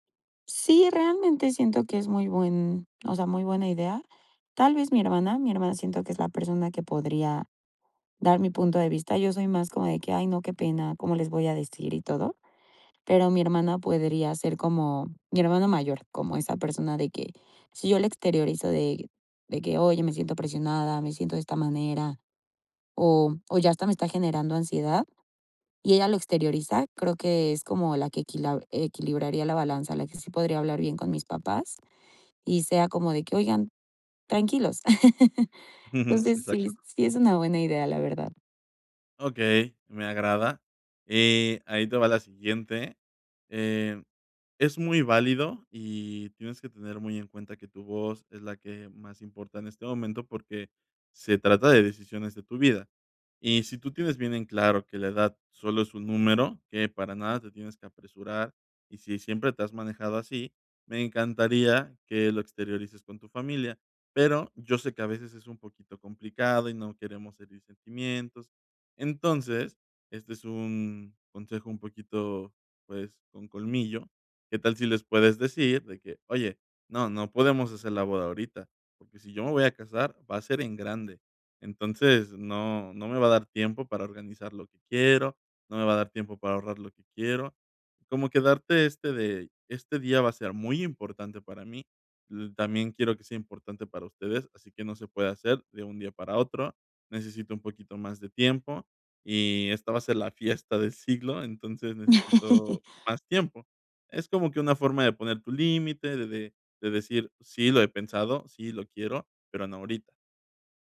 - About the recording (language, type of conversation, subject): Spanish, advice, ¿Cómo te has sentido ante la presión de tu familia para casarte y formar pareja pronto?
- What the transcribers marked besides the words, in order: other background noise; laugh; chuckle; chuckle